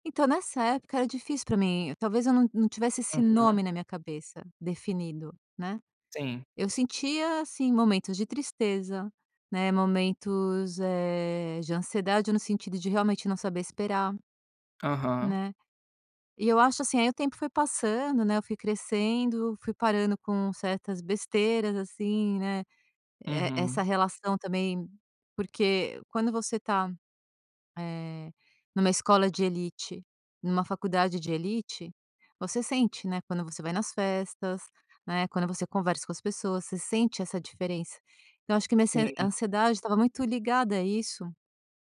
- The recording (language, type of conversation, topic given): Portuguese, podcast, Como você lida com a ansiedade no dia a dia?
- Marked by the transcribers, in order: none